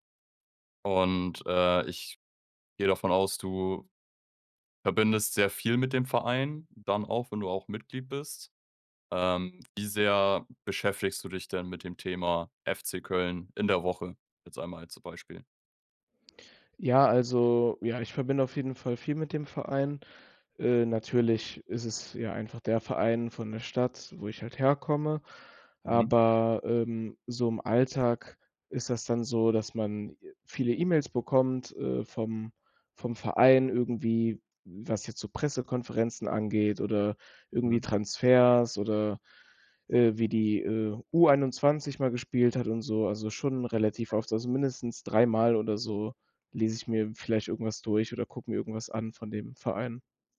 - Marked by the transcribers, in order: unintelligible speech
- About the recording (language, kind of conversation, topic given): German, podcast, Wie hast du dein liebstes Hobby entdeckt?